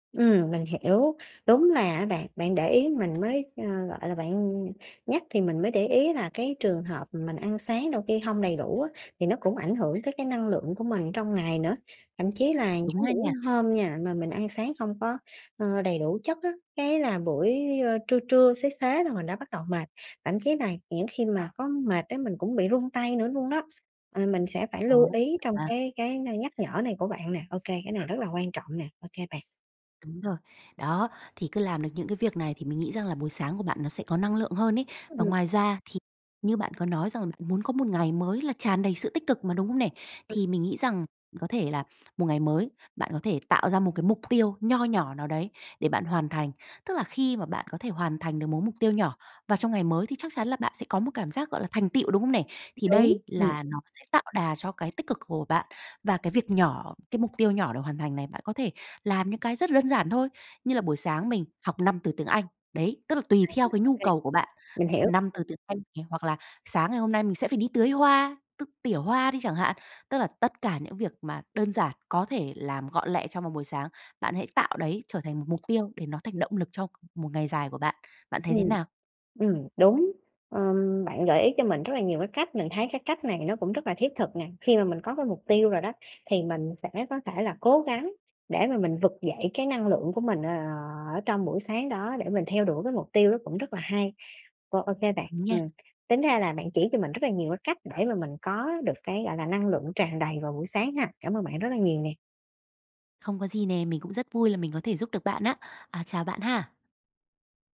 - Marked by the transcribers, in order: tapping; other background noise; dog barking
- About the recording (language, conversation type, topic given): Vietnamese, advice, Làm sao để có buổi sáng tràn đầy năng lượng và bắt đầu ngày mới tốt hơn?